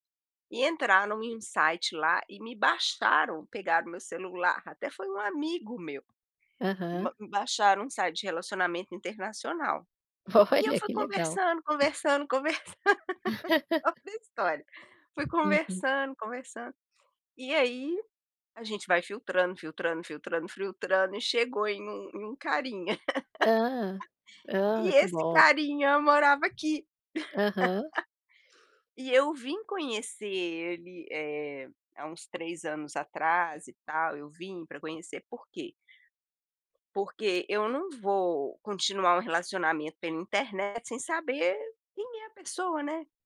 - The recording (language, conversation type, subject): Portuguese, podcast, Como você escolhe onde morar?
- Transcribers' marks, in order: laugh; laugh; laugh; unintelligible speech; laugh; tapping